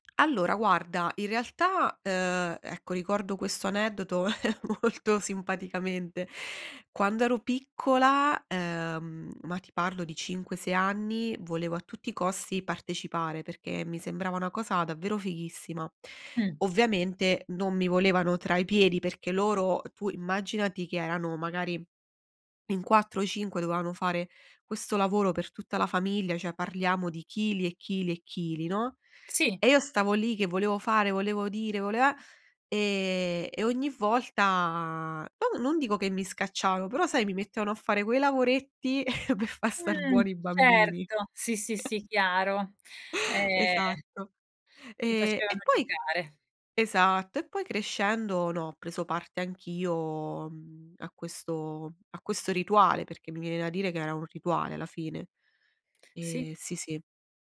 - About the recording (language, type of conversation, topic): Italian, podcast, Qual è una ricetta di famiglia che ti fa sentire a casa?
- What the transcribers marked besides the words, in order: chuckle; laughing while speaking: "molto"; "cioè" said as "ceh"; chuckle; laughing while speaking: "per far star"; drawn out: "Mh"; chuckle